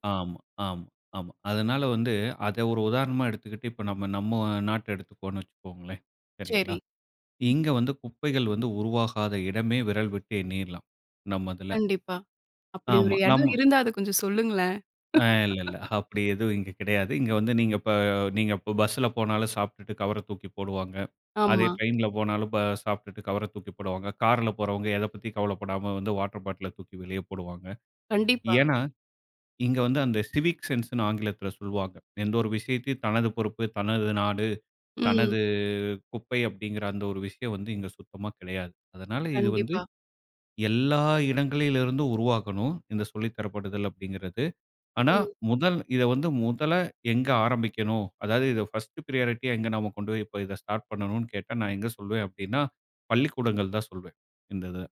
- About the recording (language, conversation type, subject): Tamil, podcast, குப்பை பிரித்தலை எங்கிருந்து தொடங்கலாம்?
- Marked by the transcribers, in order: laugh; laughing while speaking: "அப்படி எதுவும் இங்க கிடையாது"; in English: "சிவிக் சென்ஸ்ன்னு"; in English: "பர்ஸ்ட் பிரையாரிட்டியா"